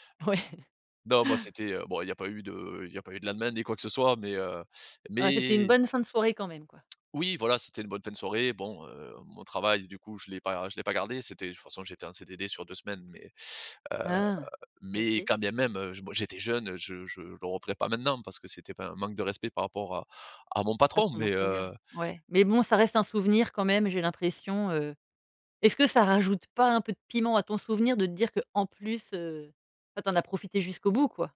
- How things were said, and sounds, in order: laughing while speaking: "Ouais"; chuckle
- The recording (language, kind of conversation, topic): French, podcast, Quel est ton meilleur souvenir de festival entre potes ?